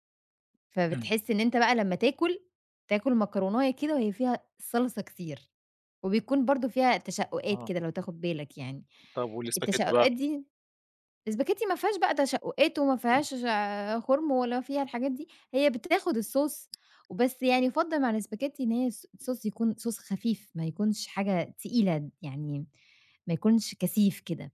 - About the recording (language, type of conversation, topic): Arabic, podcast, إزاي بتجهّز وجبة بسيطة بسرعة لما تكون مستعجل؟
- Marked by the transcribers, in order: in English: "الSauce"; in English: "الSauce"; in English: "Sauce"